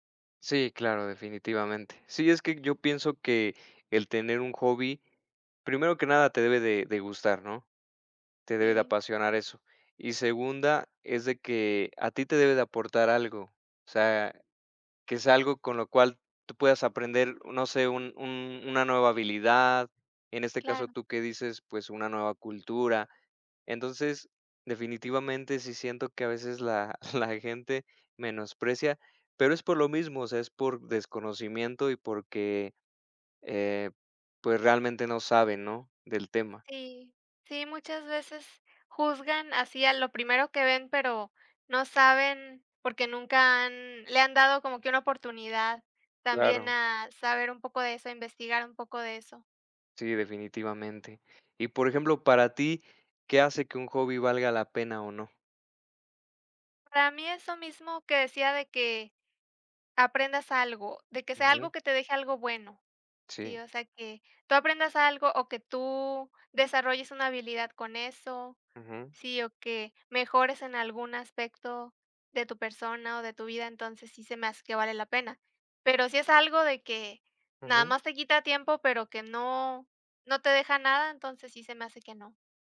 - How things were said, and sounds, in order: chuckle
- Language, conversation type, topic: Spanish, unstructured, ¿Crees que algunos pasatiempos son una pérdida de tiempo?